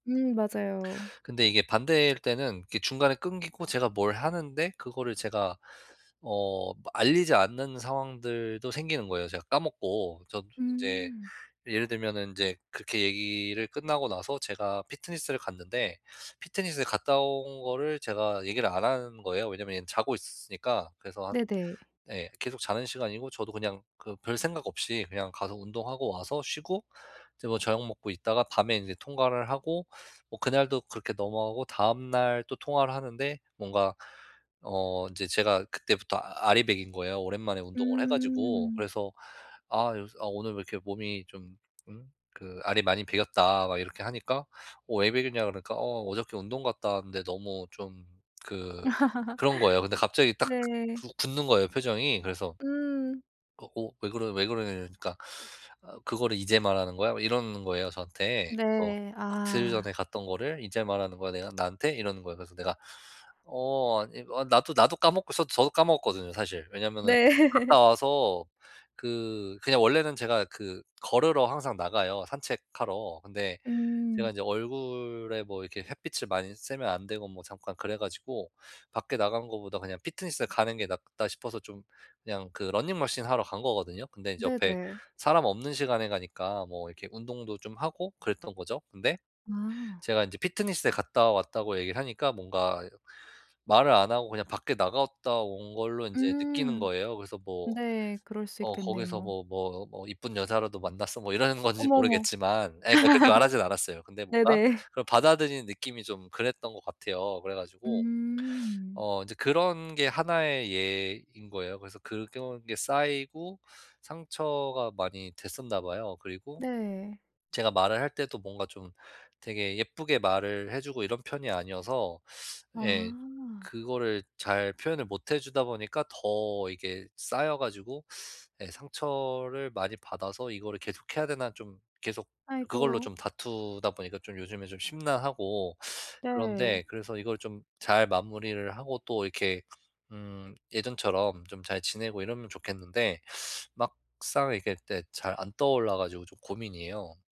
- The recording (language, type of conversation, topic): Korean, advice, 상처를 준 사람에게 감정을 공감하며 어떻게 사과할 수 있을까요?
- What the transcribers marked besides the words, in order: tapping; laugh; laugh; laugh